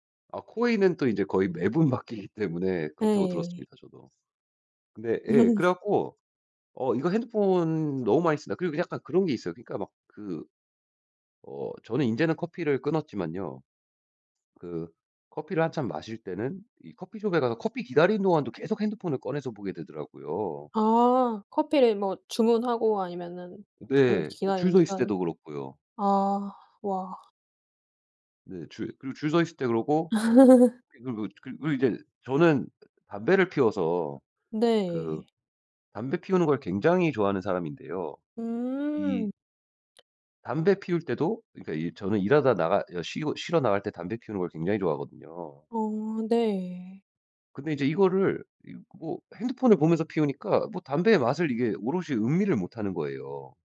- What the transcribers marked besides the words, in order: other background noise; laughing while speaking: "매번 바뀌기"; laugh; laugh; tapping
- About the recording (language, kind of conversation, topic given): Korean, podcast, 화면 시간을 줄이려면 어떤 방법을 추천하시나요?